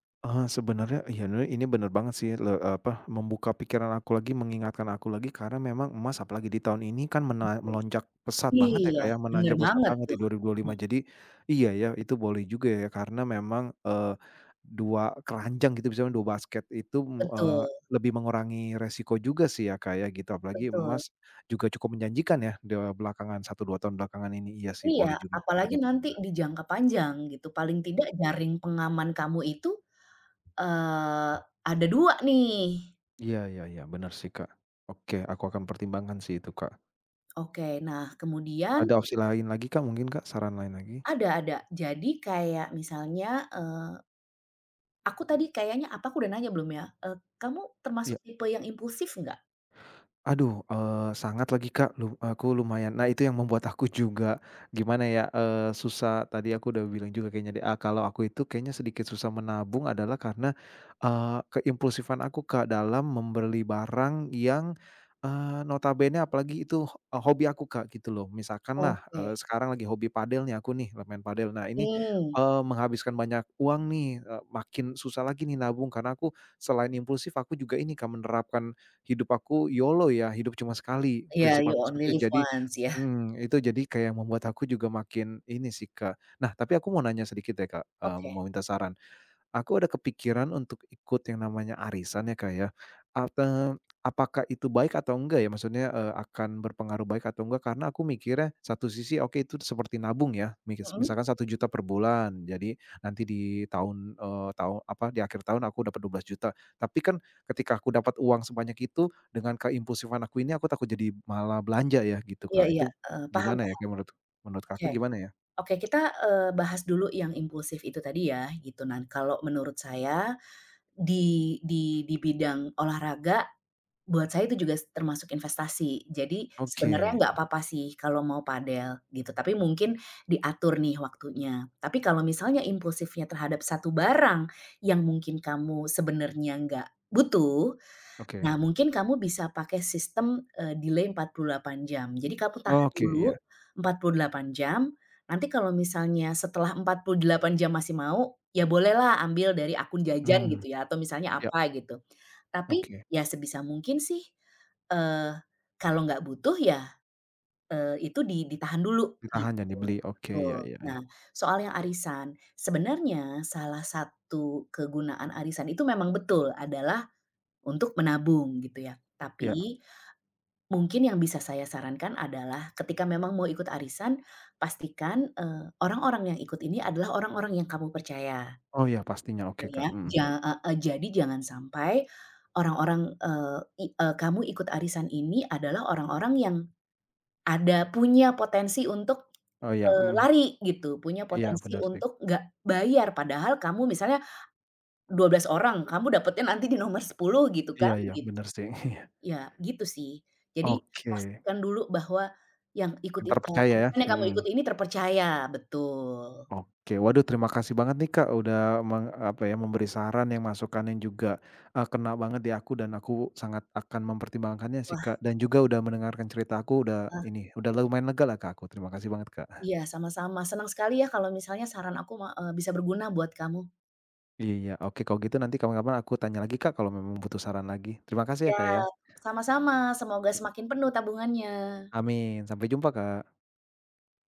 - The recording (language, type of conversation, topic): Indonesian, advice, Bagaimana cara mulai merencanakan pensiun jika saya cemas tabungan pensiun saya terlalu sedikit?
- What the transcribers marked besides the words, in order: other background noise; tapping; in English: "you only live once"; "dan" said as "nan"; in English: "delay"; chuckle; other noise